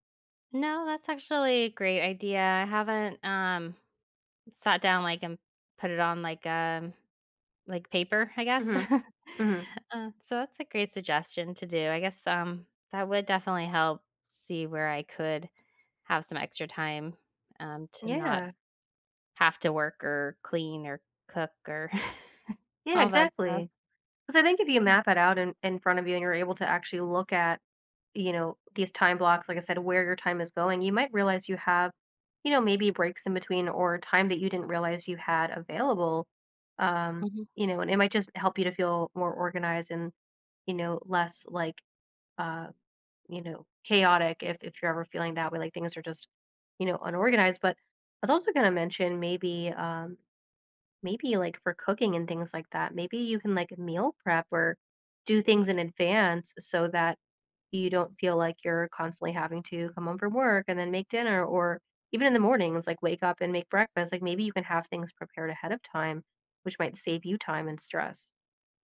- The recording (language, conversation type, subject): English, advice, How can I manage stress from daily responsibilities?
- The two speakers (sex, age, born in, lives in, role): female, 30-34, United States, United States, advisor; female, 40-44, United States, United States, user
- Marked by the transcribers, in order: chuckle; tapping; chuckle; unintelligible speech; stressed: "you"